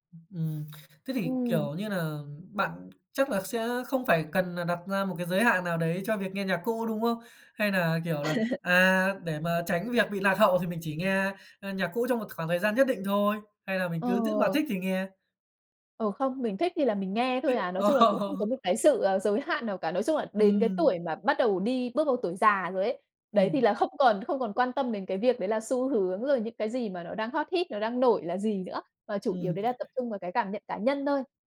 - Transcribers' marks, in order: laugh; laugh; laughing while speaking: "Ồ"; tapping; in English: "hit"
- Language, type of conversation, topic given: Vietnamese, podcast, Bạn có hay nghe lại những bài hát cũ để hoài niệm không, và vì sao?